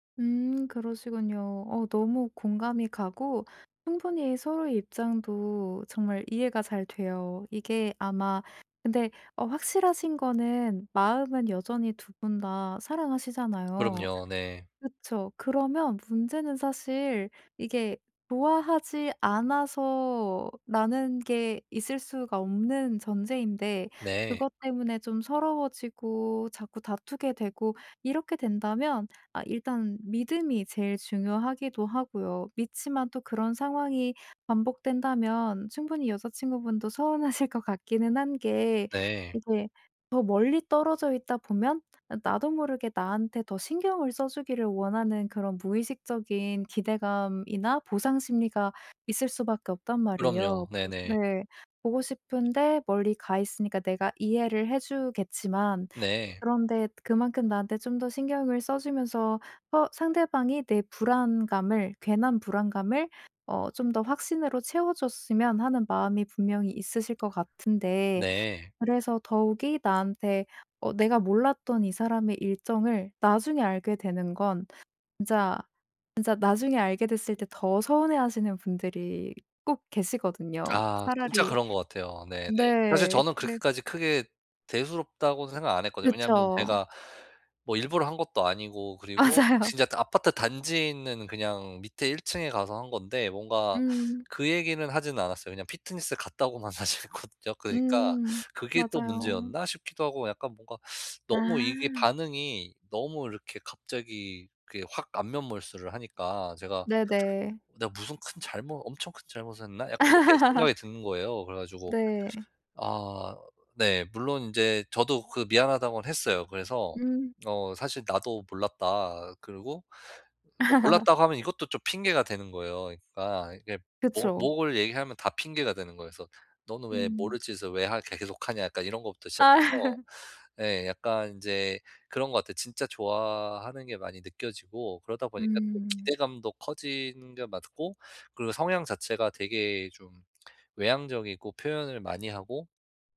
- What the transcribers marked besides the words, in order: tapping; laughing while speaking: "서운하실"; laughing while speaking: "맞아요"; laughing while speaking: "사실 했거든요"; laugh; other background noise; laugh; laughing while speaking: "아"
- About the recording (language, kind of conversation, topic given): Korean, advice, 상처를 준 사람에게 감정을 공감하며 어떻게 사과할 수 있을까요?